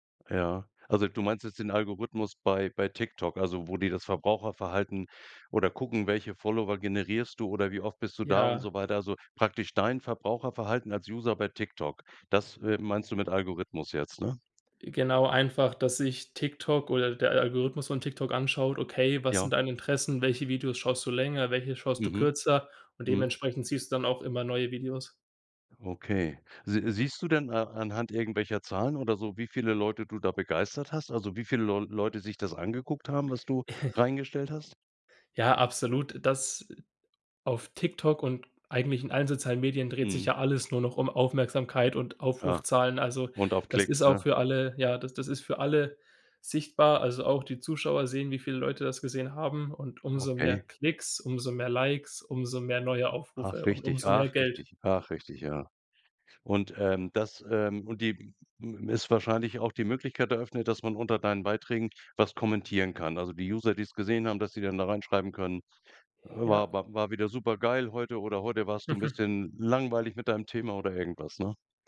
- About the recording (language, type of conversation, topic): German, podcast, Wie verändern soziale Medien die Art, wie Geschichten erzählt werden?
- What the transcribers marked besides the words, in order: chuckle; chuckle